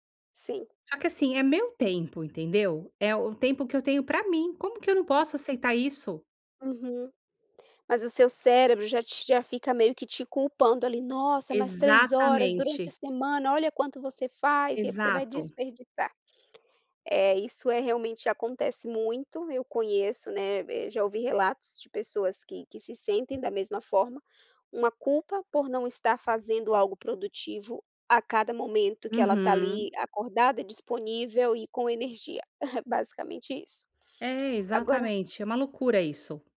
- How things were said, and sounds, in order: other background noise; tapping; chuckle
- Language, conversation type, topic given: Portuguese, advice, Por que não consigo relaxar quando estou em casa?